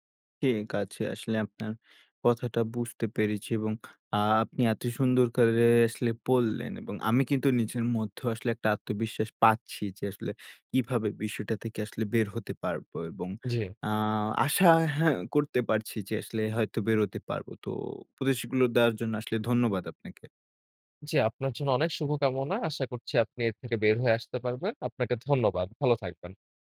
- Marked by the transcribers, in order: tapping
- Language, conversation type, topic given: Bengali, advice, ক্রেডিট কার্ডের দেনা কেন বাড়ছে?